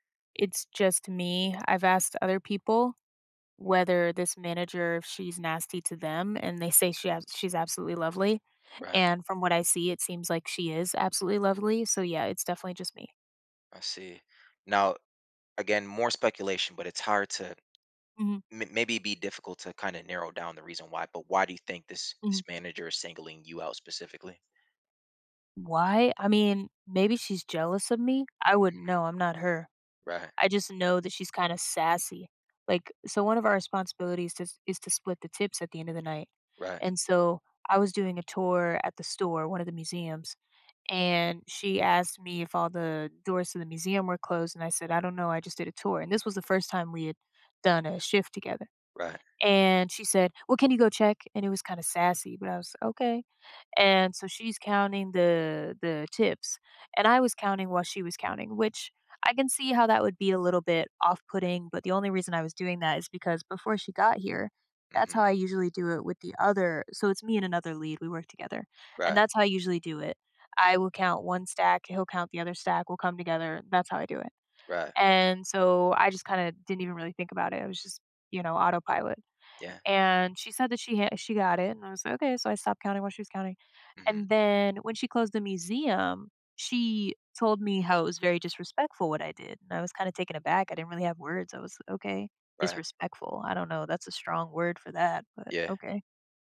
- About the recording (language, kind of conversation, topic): English, advice, How can I cope with workplace bullying?
- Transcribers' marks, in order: tapping; other background noise